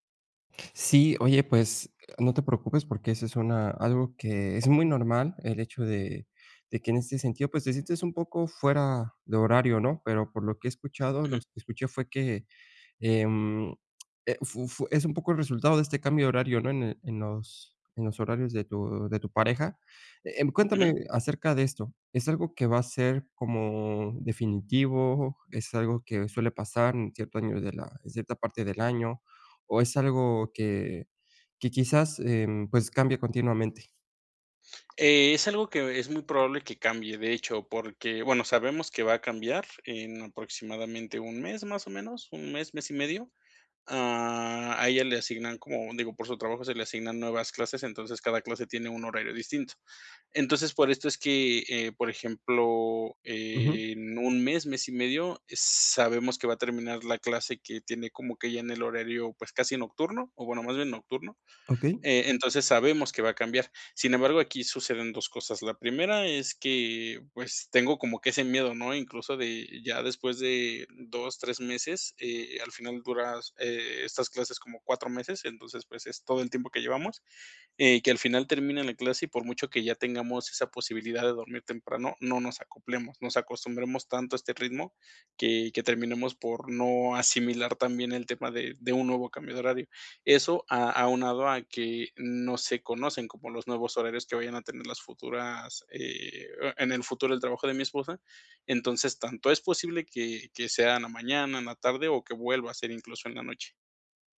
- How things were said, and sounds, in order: none
- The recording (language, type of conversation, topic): Spanish, advice, ¿Cómo puedo establecer una rutina de sueño consistente cada noche?